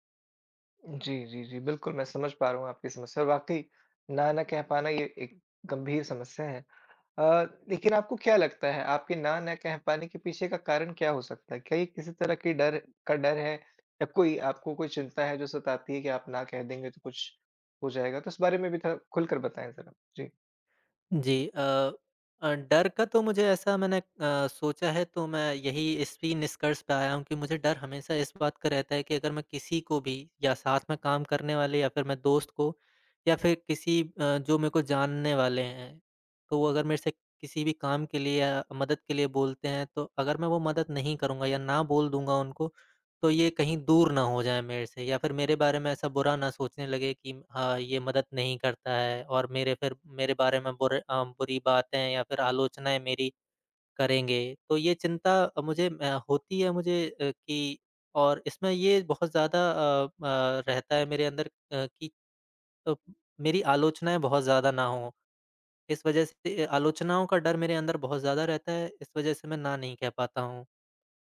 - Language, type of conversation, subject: Hindi, advice, आप अपनी सीमाएँ तय करने और किसी को ‘न’ कहने में असहज क्यों महसूस करते हैं?
- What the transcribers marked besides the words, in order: none